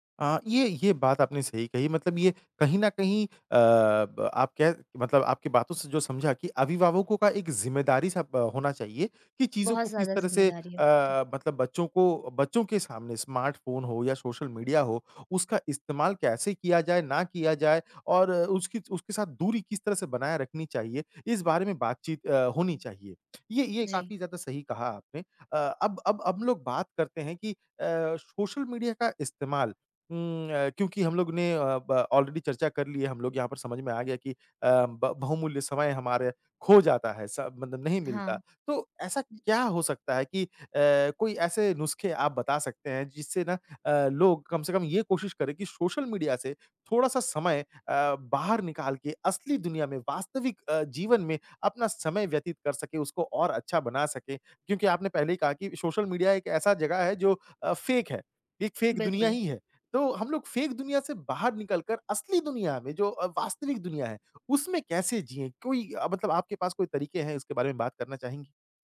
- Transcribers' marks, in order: tapping; in English: "स्मार्ट"; in English: "ऑलरेडी"; in English: "फेक"; in English: "फेक"; in English: "फेक"
- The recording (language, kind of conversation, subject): Hindi, podcast, क्या सोशल मीडिया ने आपकी तन्हाई कम की है या बढ़ाई है?